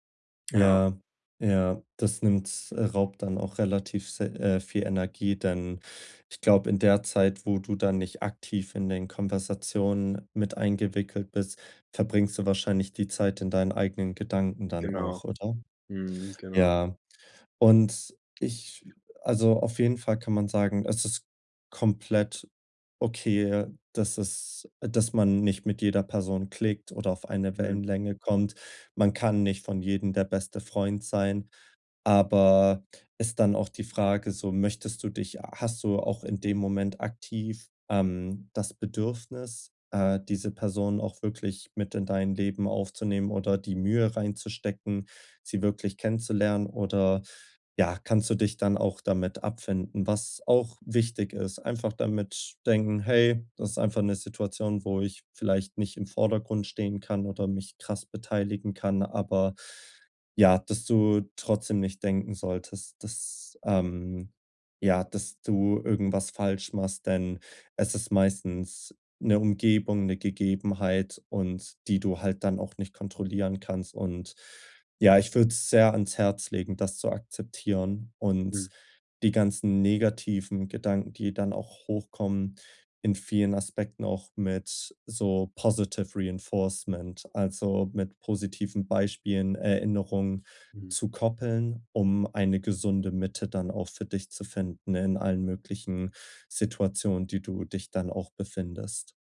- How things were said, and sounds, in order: in English: "Positive-Reinforcement"
- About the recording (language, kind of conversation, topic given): German, advice, Wie kann ich meine negativen Selbstgespräche erkennen und verändern?